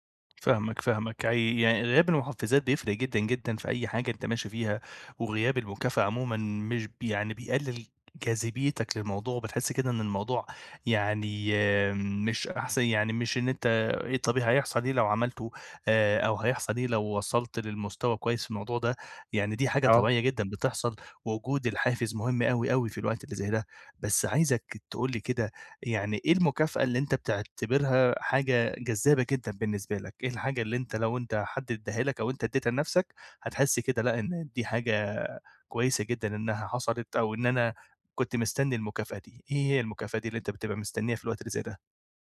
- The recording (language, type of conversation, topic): Arabic, advice, إزاي أختار مكافآت بسيطة وفعّالة تخلّيني أكمّل على عاداتي اليومية الجديدة؟
- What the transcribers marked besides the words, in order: none